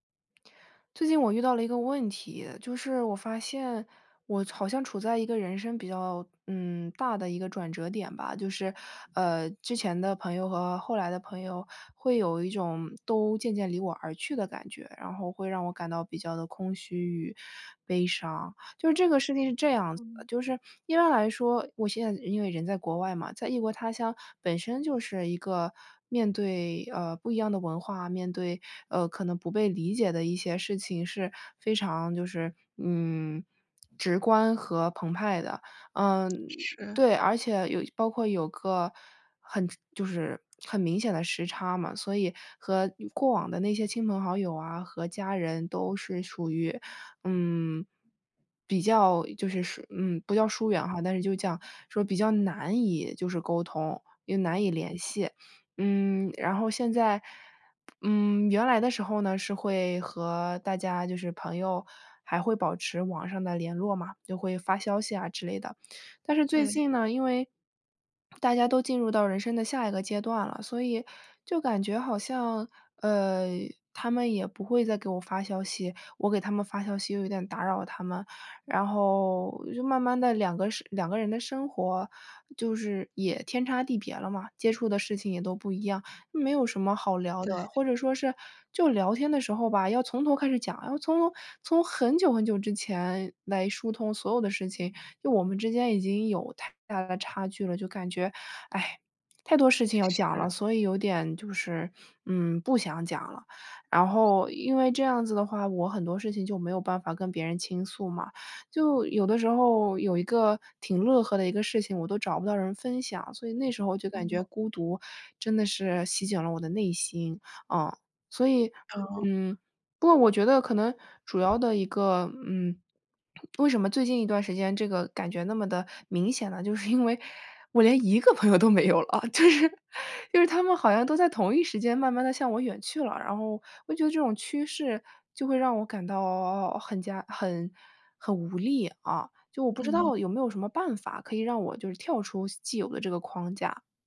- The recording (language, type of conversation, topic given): Chinese, advice, 我该如何应对悲伤和内心的空虚感？
- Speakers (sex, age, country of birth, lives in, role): female, 18-19, United States, United States, user; female, 25-29, China, United States, advisor
- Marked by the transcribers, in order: other background noise; tapping; laughing while speaking: "就是因为我连一个朋友都没有了， 就是 就是"